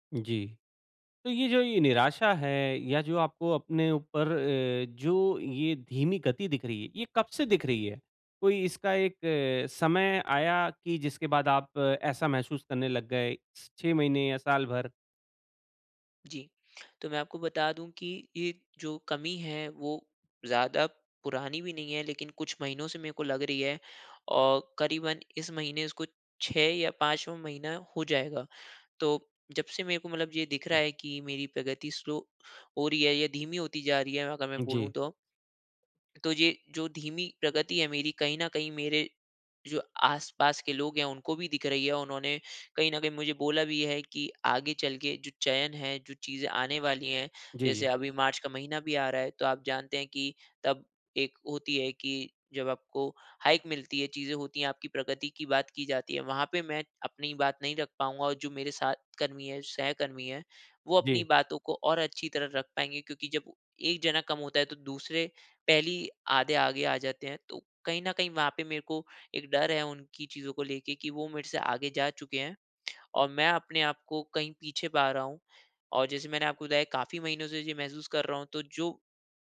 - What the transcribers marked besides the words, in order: in English: "स्लो"; in English: "हाइक"
- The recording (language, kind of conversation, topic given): Hindi, advice, जब प्रगति धीमी हो या दिखाई न दे और निराशा हो, तो मैं क्या करूँ?